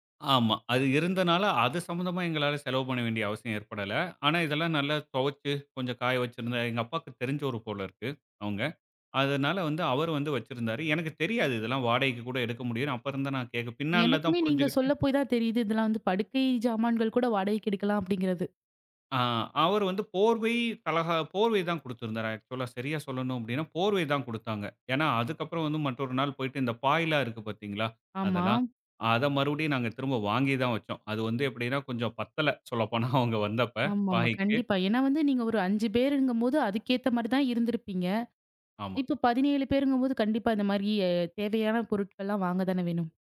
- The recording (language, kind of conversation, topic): Tamil, podcast, வீட்டில் விருந்தினர்கள் வரும்போது எப்படி தயாராக வேண்டும்?
- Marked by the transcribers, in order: laughing while speaking: "சொல்லப்போனா அவுங்க வந்தப்ப பாயிக்கு"